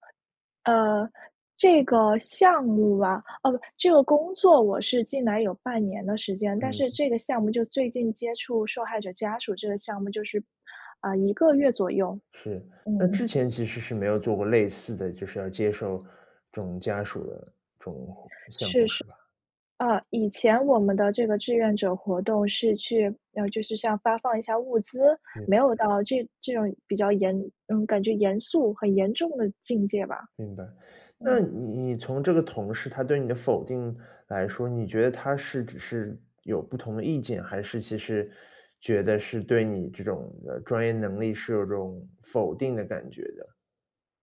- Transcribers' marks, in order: other background noise
- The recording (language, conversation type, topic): Chinese, advice, 在会议上被否定时，我想反驳却又犹豫不决，该怎么办？